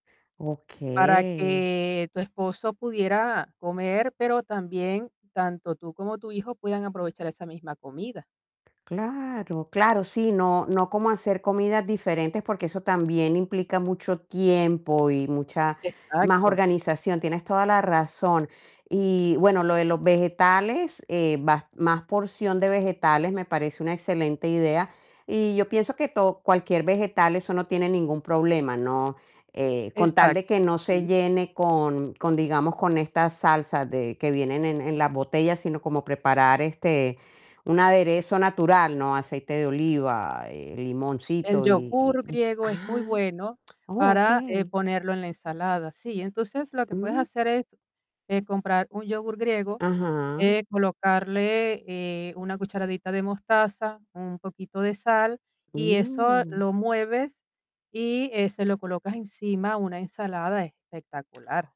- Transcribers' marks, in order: drawn out: "Okey"; tapping; static
- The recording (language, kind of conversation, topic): Spanish, advice, ¿Qué te dificulta planificar comidas nutritivas para toda la familia?